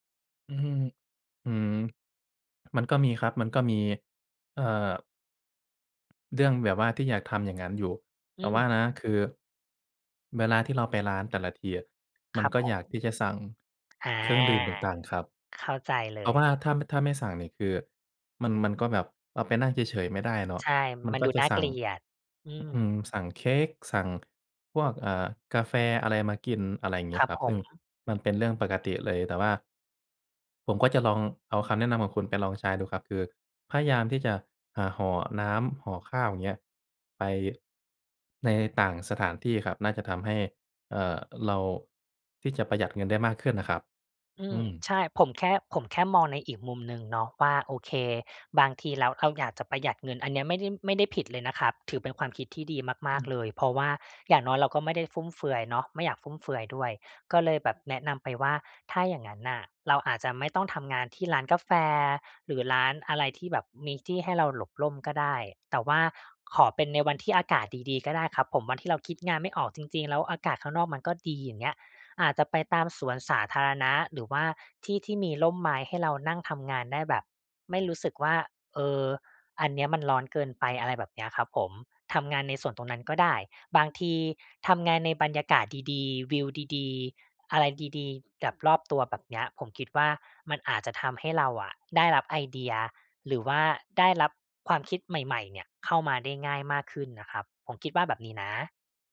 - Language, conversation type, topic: Thai, advice, ทำอย่างไรให้ทำงานสร้างสรรค์ได้ทุกวันโดยไม่เลิกกลางคัน?
- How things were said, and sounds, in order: none